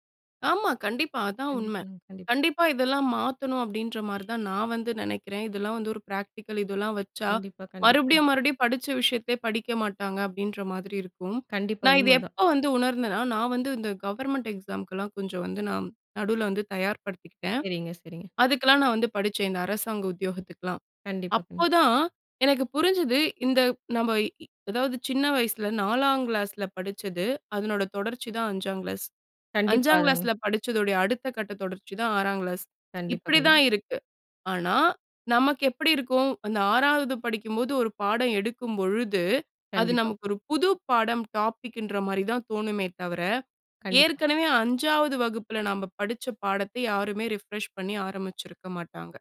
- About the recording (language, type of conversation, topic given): Tamil, podcast, நீங்கள் கல்வியை ஆயுள் முழுவதும் தொடரும் ஒரு பயணமாகக் கருதுகிறீர்களா?
- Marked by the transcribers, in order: horn; in English: "பிராக்டிகல்"; in English: "கவர்மெண்ட் எக்ஸாமு"; in English: "டாப்பிக்"; in English: "ரிஃப்ரெஷ்"